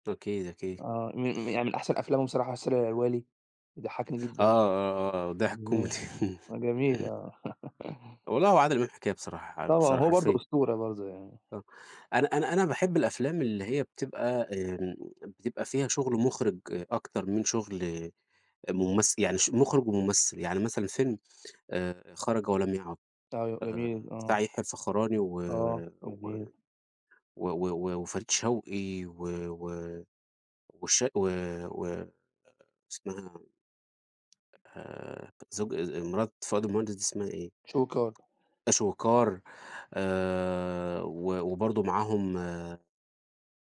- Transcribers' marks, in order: laughing while speaking: "كوميدي"; chuckle; unintelligible speech; chuckle; tapping
- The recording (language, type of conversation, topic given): Arabic, unstructured, إيه الفيلم اللي غيّر نظرتك للحياة؟